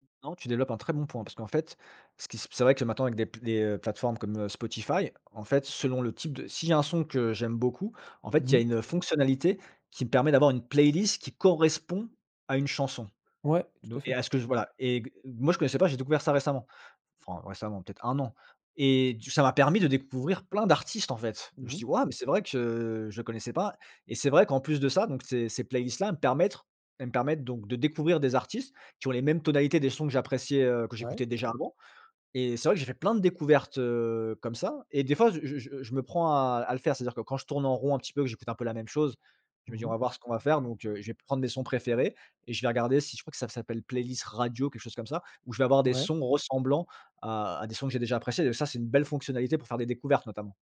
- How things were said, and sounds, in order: stressed: "playlist"; other background noise; drawn out: "heu"
- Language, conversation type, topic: French, podcast, Pourquoi préfères-tu écouter un album plutôt qu’une playlist, ou l’inverse ?